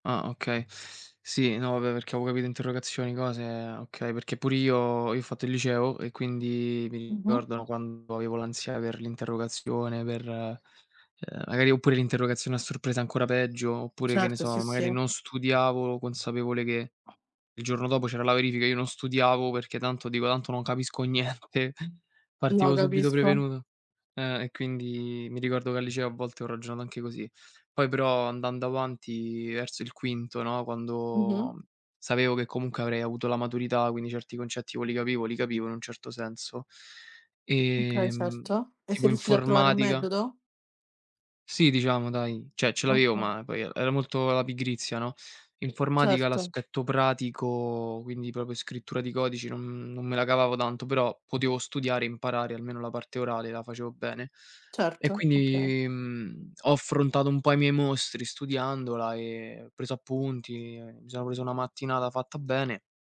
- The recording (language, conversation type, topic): Italian, unstructured, Come affronti la pressione a scuola o al lavoro?
- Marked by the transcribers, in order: other background noise; "vabbè" said as "vabè"; tapping; laughing while speaking: "niente"; "cioè" said as "ceh"; "proprio" said as "propio"